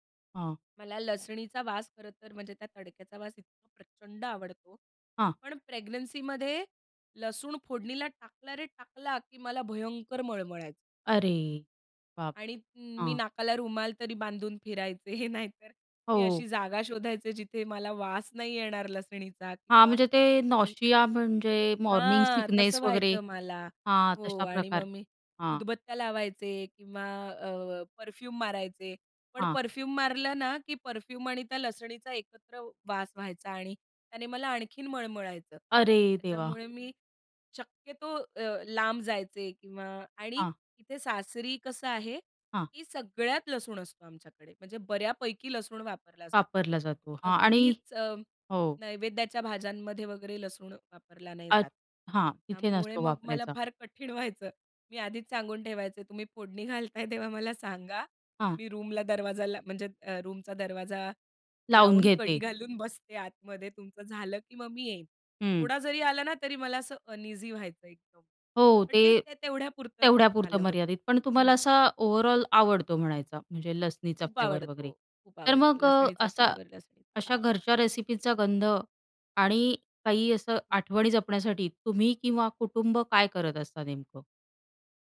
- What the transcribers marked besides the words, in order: laughing while speaking: "फिरायचे"; in English: "नॉसिया"; in English: "मॉर्निंग सिकनेस"; in English: "परफ्यूम"; in English: "परफ्यूम"; in English: "परफ्यूम"; afraid: "कठीण व्हायचं"; laughing while speaking: "घालताय तेव्हा मला"; in English: "अनइझी"; in English: "ओव्हरऑल"; in English: "फ्लेवर"
- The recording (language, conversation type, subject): Marathi, podcast, घरच्या रेसिपींच्या गंधाचा आणि स्मृतींचा काय संबंध आहे?